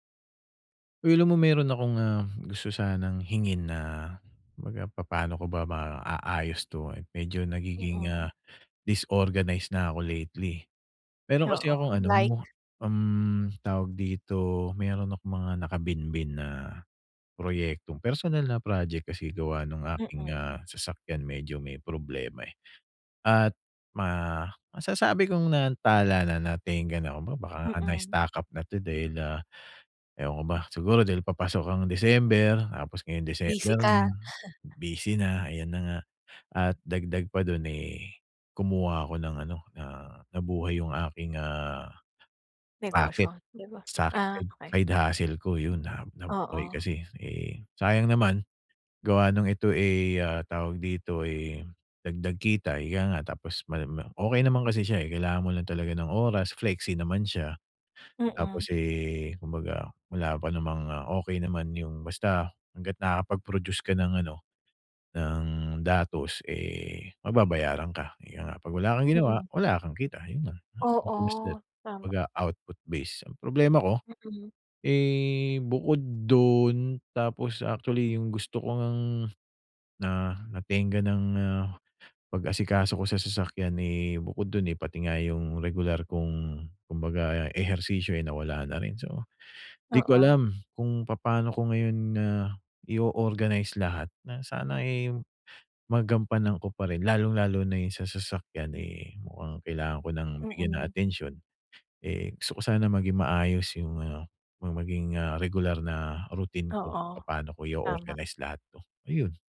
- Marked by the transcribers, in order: tapping; chuckle; in English: "As simple as that"
- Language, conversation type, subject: Filipino, advice, Paano ako makakabuo ng regular na malikhaing rutina na maayos at organisado?